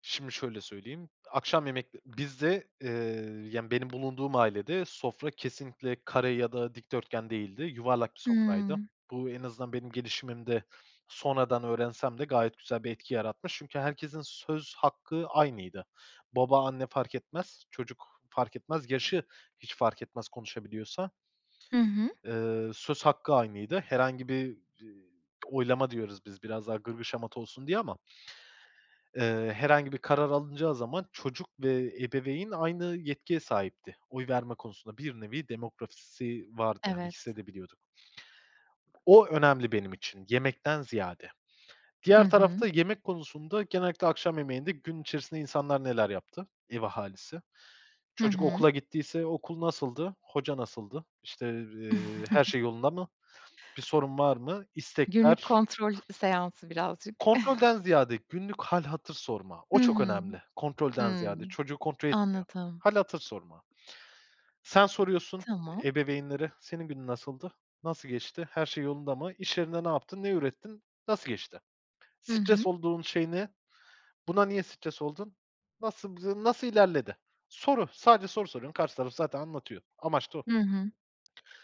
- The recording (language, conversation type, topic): Turkish, podcast, Aile yemekleri kimliğini nasıl etkiledi sence?
- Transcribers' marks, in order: drawn out: "Hıı"; other background noise; giggle; giggle